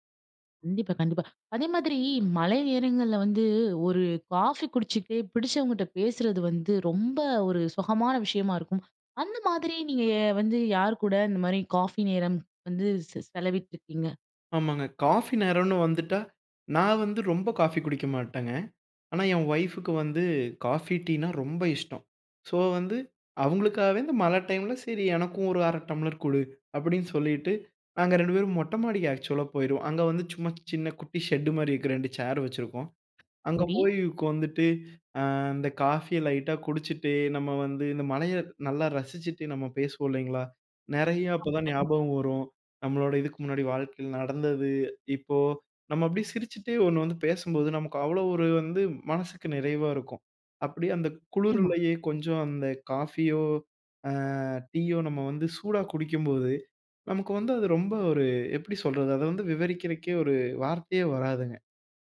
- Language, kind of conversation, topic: Tamil, podcast, மழைநாளில் உங்களுக்கு மிகவும் பிடிக்கும் சூடான சிற்றுண்டி என்ன?
- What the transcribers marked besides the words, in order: other background noise